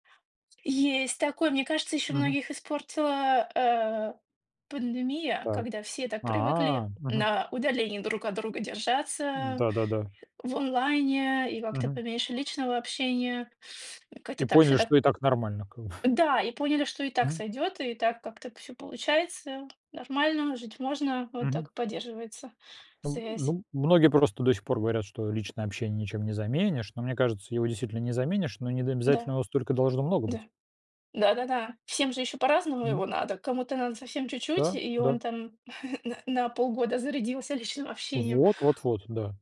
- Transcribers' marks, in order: tapping; drawn out: "А"; other background noise; chuckle; put-on voice: "не заменишь"; chuckle
- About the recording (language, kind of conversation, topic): Russian, unstructured, Как ты обычно договариваешься с другими о совместных занятиях?